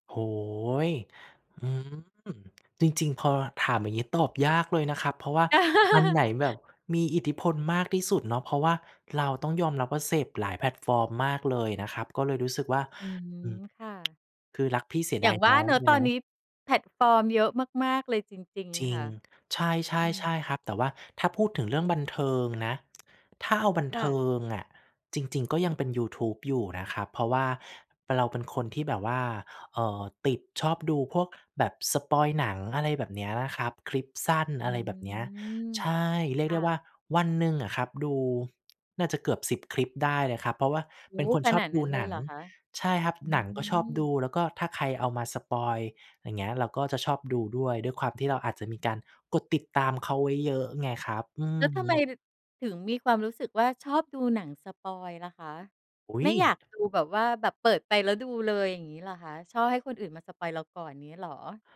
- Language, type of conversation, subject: Thai, podcast, แพลตฟอร์มไหนมีอิทธิพลมากที่สุดต่อรสนิยมด้านความบันเทิงของคนไทยในตอนนี้ และเพราะอะไร?
- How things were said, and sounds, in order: laugh; tapping; tsk